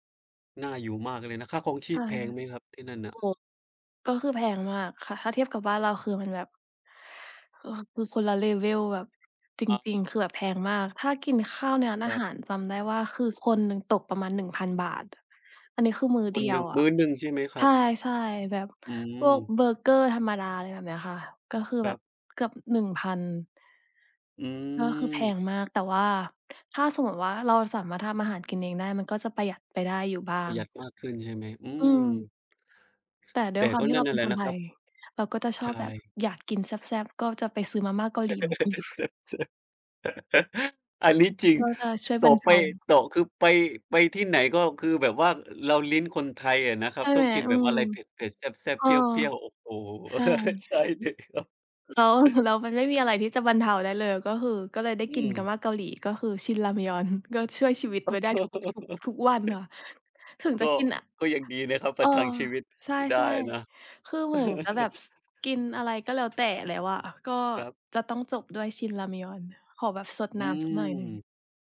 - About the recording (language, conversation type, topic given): Thai, unstructured, สถานที่ไหนที่ทำให้คุณรู้สึกทึ่งมากที่สุด?
- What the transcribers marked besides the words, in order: in English: "level"; laugh; laughing while speaking: "อันนี้จริง"; laughing while speaking: "กิน"; laugh; laughing while speaking: "ใช่เลยครับ"; laugh; laugh; laugh